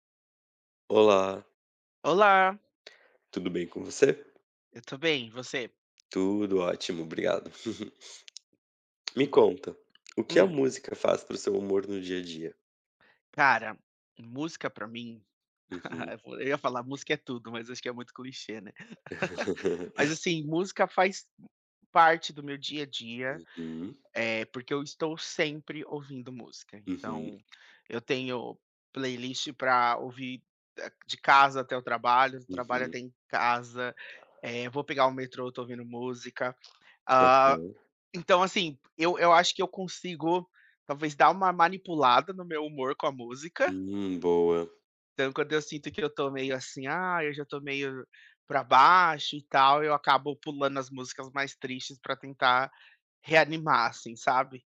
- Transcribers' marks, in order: chuckle; tapping; laugh; laugh; chuckle; other background noise
- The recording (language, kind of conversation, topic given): Portuguese, unstructured, Como a música afeta o seu humor no dia a dia?